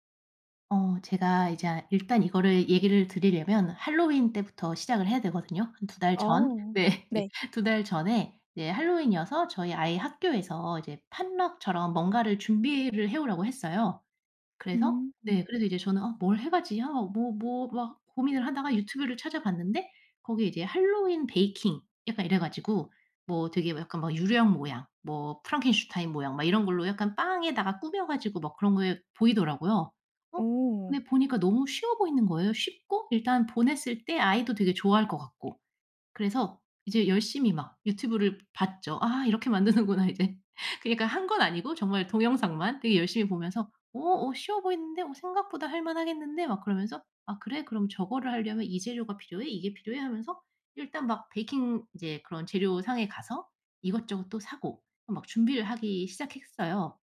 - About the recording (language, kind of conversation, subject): Korean, advice, 왜 일을 시작하는 것을 계속 미루고 회피하게 될까요, 어떻게 도움을 받을 수 있을까요?
- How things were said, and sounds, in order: tapping; laugh; in English: "potluck처럼"; other background noise; laughing while speaking: "만드는구나 이제.'"